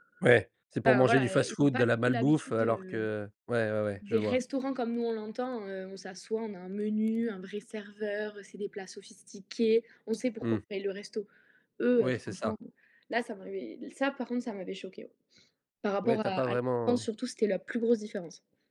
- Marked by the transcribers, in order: none
- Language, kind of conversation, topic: French, podcast, Peux-tu me parler d’une rencontre inoubliable que tu as faite en voyage ?
- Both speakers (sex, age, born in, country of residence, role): female, 20-24, France, France, guest; male, 20-24, France, France, host